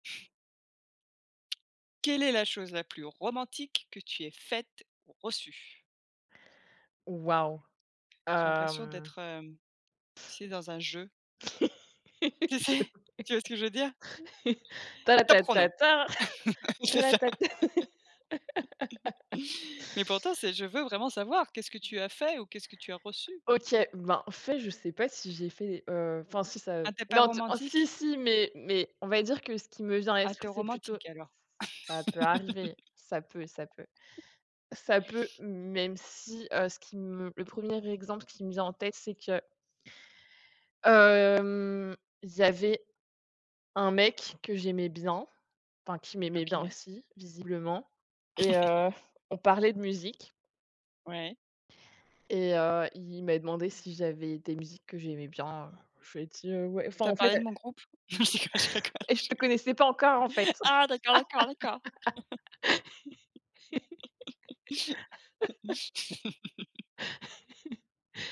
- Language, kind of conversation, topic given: French, unstructured, Quelle est la chose la plus romantique que tu aies faite ou reçue ?
- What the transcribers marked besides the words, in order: laugh; laughing while speaking: "tu sais ?"; chuckle; laugh; laughing while speaking: "C'est ça"; chuckle; laugh; other background noise; chuckle; chuckle; laughing while speaking: "Non je déconne, je rigole je"; chuckle; laugh